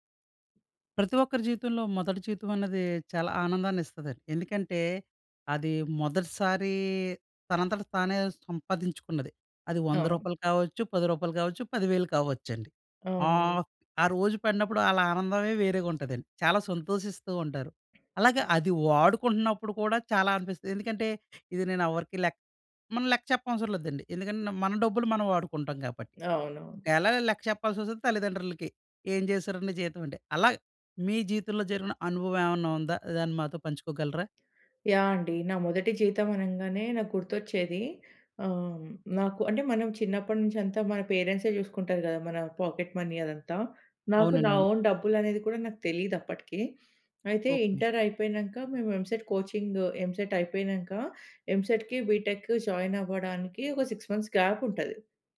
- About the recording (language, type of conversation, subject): Telugu, podcast, మొదటి జీతాన్ని మీరు స్వయంగా ఎలా ఖర్చు పెట్టారు?
- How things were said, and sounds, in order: other background noise; tapping; in English: "పాకెట్ మనీ"; in English: "ఓన్"; sniff; in English: "ఇంటర్"; in English: "ఎంసెట్ కోచింగ్, ఎంసెట్"; in English: "ఎంసెట్‌కి, బీటెక్‌కి జాయిన్"; in English: "సిక్స్ మంత్స్ గ్యాప్"